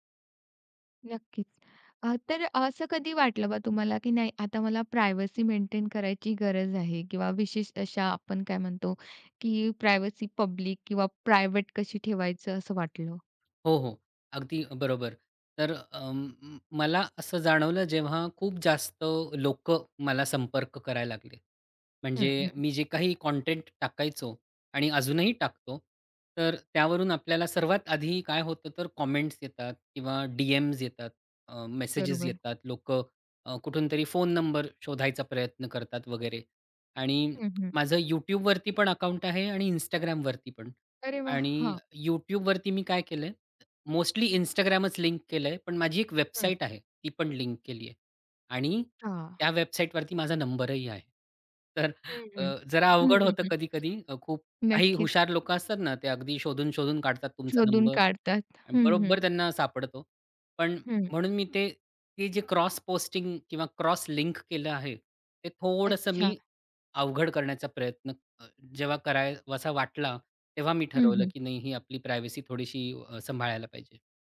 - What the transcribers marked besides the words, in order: in English: "प्रायव्हसी"; in English: "प्रायव्हसी पब्लिक"; in English: "प्रायव्हेट"; tapping; in English: "कॉमेंट्स"; in English: "डीएमस्"; other background noise; in English: "मोस्टली"; laughing while speaking: "तर अ"; in English: "पोस्टिंग"; in English: "प्रायव्हसी"
- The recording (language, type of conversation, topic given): Marathi, podcast, प्रभावकाने आपली गोपनीयता कशी जपावी?